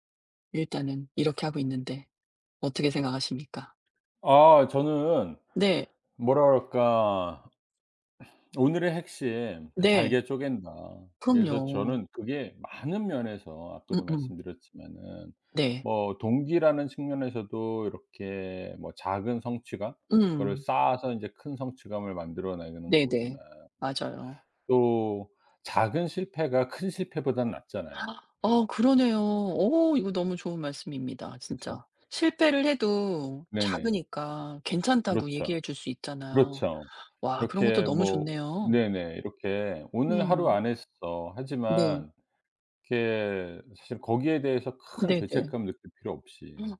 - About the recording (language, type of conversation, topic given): Korean, podcast, 꾸준히 계속하게 만드는 동기는 무엇인가요?
- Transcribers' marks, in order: gasp; tapping; other background noise